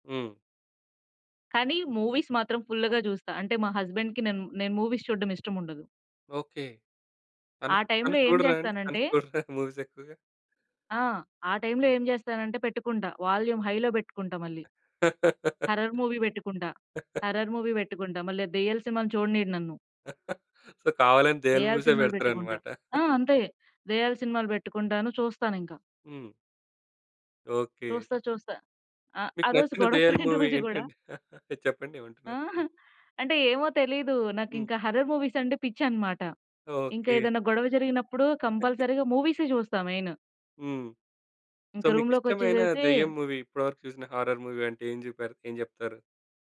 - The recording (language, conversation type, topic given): Telugu, podcast, స్ట్రెస్ వచ్చినప్పుడు మీరు సాధారణంగా ఏమి చేస్తారు?
- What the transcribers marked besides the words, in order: in English: "మూవీస్"; in English: "ఫుల్‌గా"; in English: "హస్బెండ్‌కి"; in English: "మూవీస్"; laughing while speaking: "తను చూడరా మూవీస్ ఎక్కువగా?"; in English: "మూవీస్"; in English: "వాల్యూమ్ హైలో"; giggle; in English: "హారర్ మూవీ"; in English: "హారర్ మూవీ"; chuckle; laughing while speaking: "సో కావాలని దెయ్యాల మూవీ‌సే పెడతారన్నమాట"; in English: "సో"; laughing while speaking: "గొడవపడిన రోజు గూడా"; in English: "మూవీ"; chuckle; in English: "హారర్ మూవీస్"; in English: "కంపల్సరీగా"; chuckle; in English: "మెయిన్"; in English: "సో"; in English: "మూవీ"; in English: "హారర్ మూవీ"